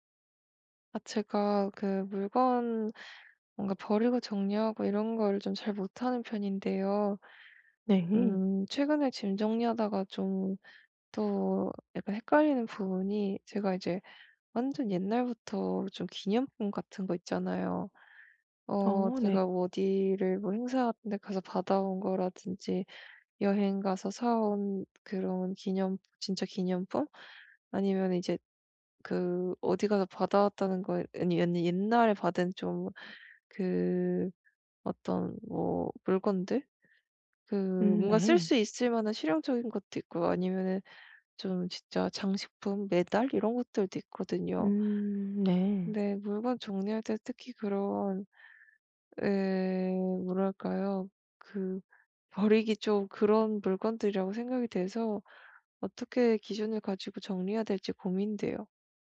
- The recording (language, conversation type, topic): Korean, advice, 감정이 담긴 오래된 물건들을 이번에 어떻게 정리하면 좋을까요?
- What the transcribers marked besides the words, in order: other background noise